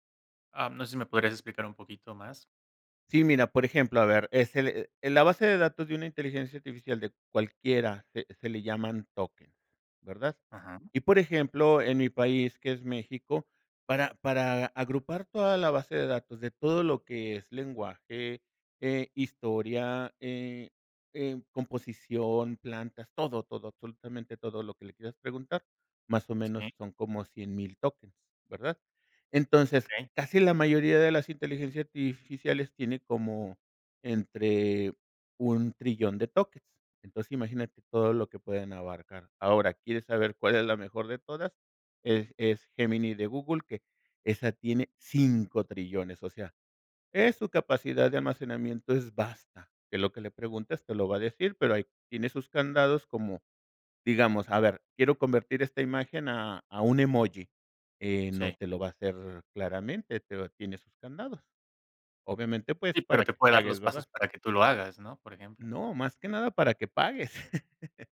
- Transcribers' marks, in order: laugh
- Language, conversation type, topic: Spanish, podcast, ¿Cómo ha cambiado tu creatividad con el tiempo?